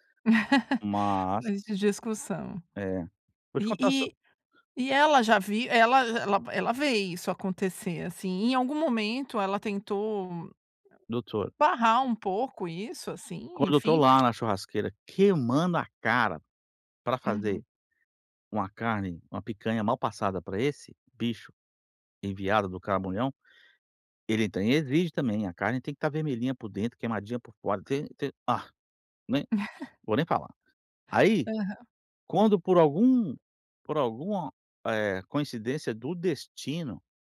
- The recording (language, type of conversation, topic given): Portuguese, advice, Como posso parar de levar críticas como um ataque pessoal?
- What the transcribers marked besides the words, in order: laugh; tapping; unintelligible speech; chuckle